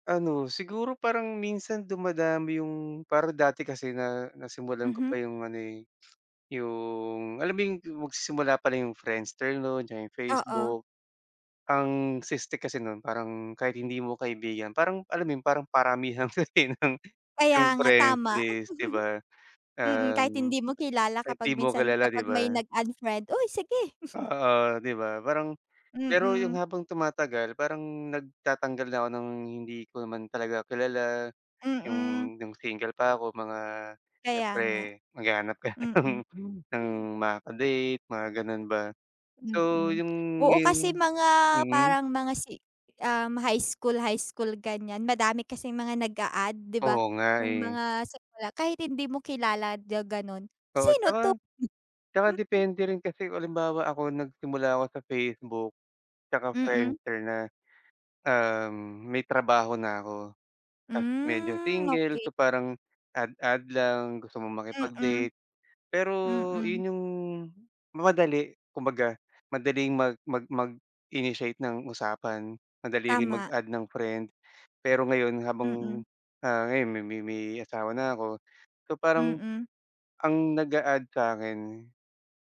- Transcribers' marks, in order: sniff; laughing while speaking: "kasi ng"; chuckle; other background noise; chuckle; laughing while speaking: "ng"; tapping; chuckle; drawn out: "Hmm"
- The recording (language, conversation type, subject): Filipino, unstructured, Paano nakaaapekto ang midyang panlipunan sa ating pakikisalamuha?